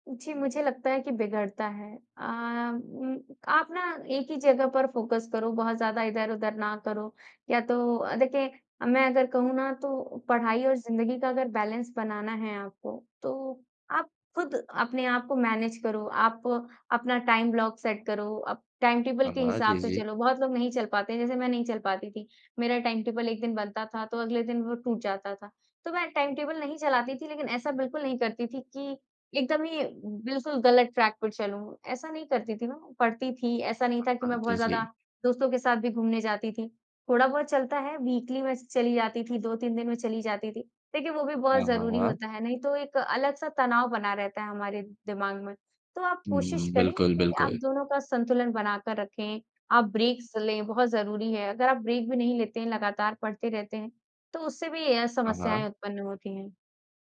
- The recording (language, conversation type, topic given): Hindi, podcast, आप पढ़ाई और ज़िंदगी में संतुलन कैसे बनाते हैं?
- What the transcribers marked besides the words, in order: in English: "फ़ोकस"; in English: "बैलेंस"; in English: "मैनेज"; in English: "टाइम ब्लॉक सेट"; in English: "टाइम टेबल"; in English: "टाइम टेबल"; in English: "टाइम टेबल"; in English: "ट्रैक"; in English: "वीकली"; in English: "ब्रेक्स"; in English: "ब्रेक"